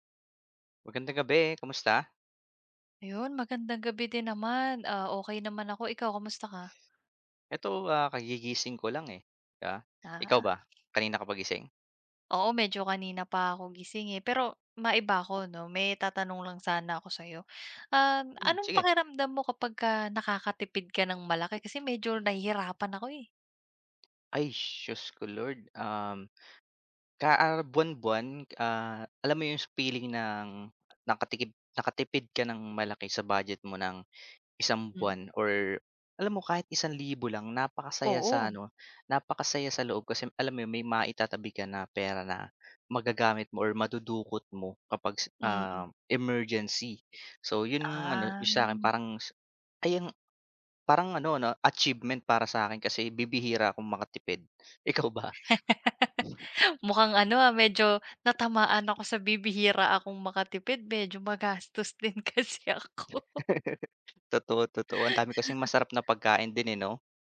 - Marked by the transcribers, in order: other background noise; laughing while speaking: "ikaw ba?"; laugh; laughing while speaking: "din kasi ako"; laugh; chuckle
- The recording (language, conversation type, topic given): Filipino, unstructured, Ano ang pakiramdam mo kapag malaki ang natitipid mo?